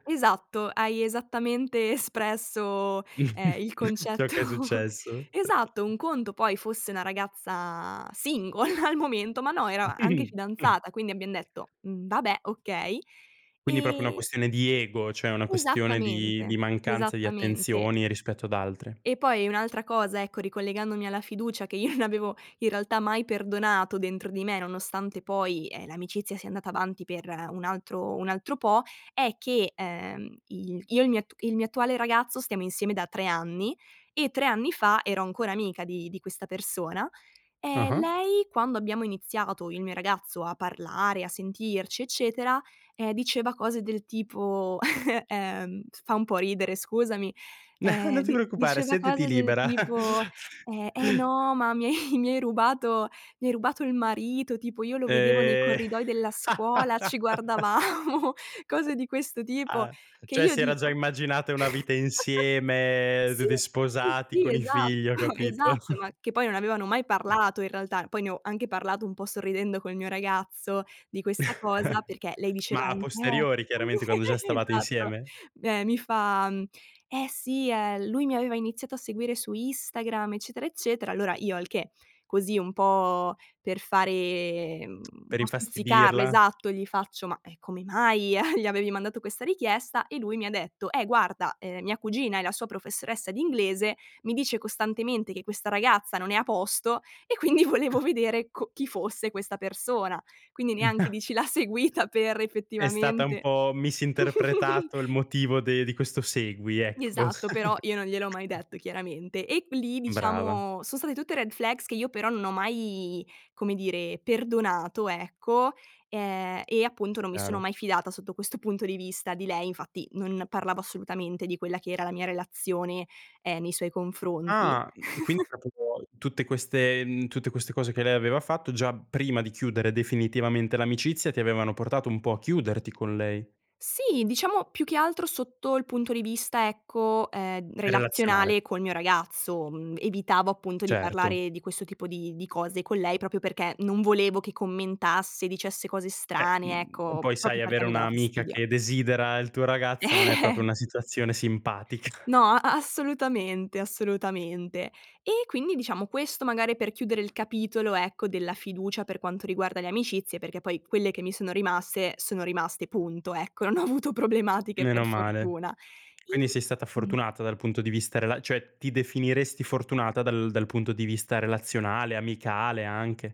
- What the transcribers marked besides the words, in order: chuckle; laughing while speaking: "concetto"; chuckle; chuckle; chuckle; "proprio" said as "propo"; other background noise; laughing while speaking: "io"; chuckle; tapping; chuckle; laughing while speaking: "hai"; drawn out: "Eh!"; laugh; laughing while speaking: "guardavamo"; laugh; laughing while speaking: "esatto"; chuckle; chuckle; laugh; laughing while speaking: "a"; chuckle; laughing while speaking: "quindi"; chuckle; chuckle; chuckle; in English: "red flags"; "proprio" said as "propo"; chuckle; unintelligible speech; "proprio" said as "propio"; "proprio" said as "propio"; chuckle; "proprio" said as "propo"; laughing while speaking: "simpatica"; laughing while speaking: "non ho avuto"
- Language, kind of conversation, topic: Italian, podcast, Come si può ricostruire la fiducia dopo un errore?